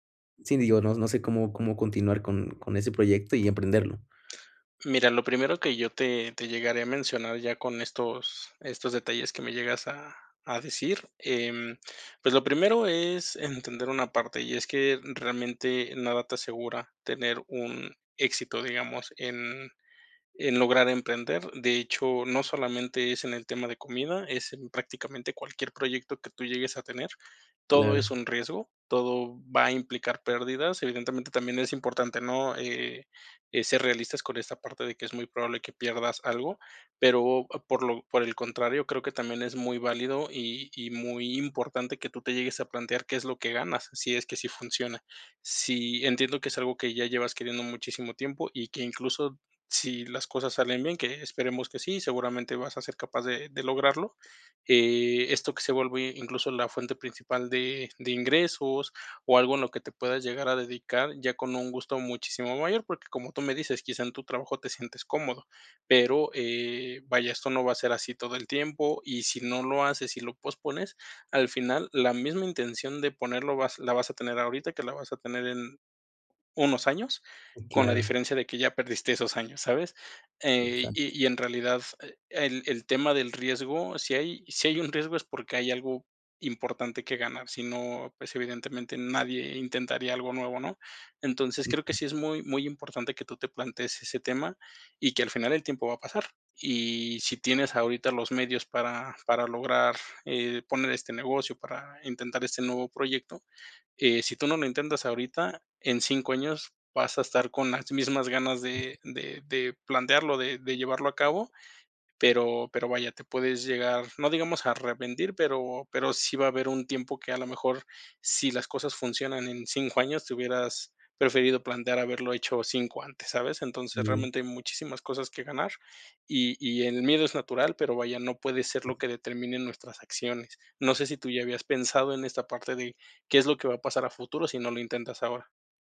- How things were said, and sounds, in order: other background noise
- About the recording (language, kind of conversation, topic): Spanish, advice, ¿Cómo puedo dejar de procrastinar constantemente en una meta importante?